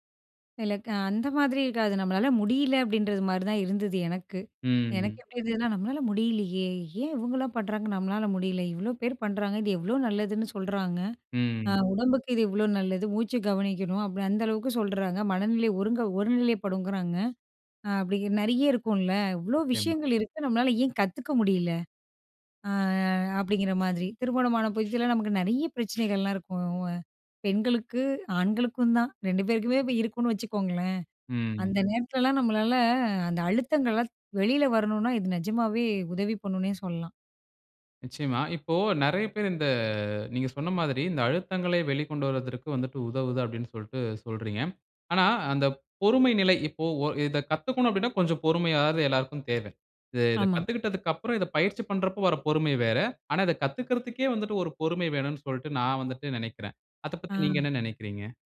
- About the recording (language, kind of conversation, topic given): Tamil, podcast, தியானத்தின் போது வரும் எதிர்மறை எண்ணங்களை நீங்கள் எப்படிக் கையாள்கிறீர்கள்?
- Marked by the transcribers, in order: other noise; horn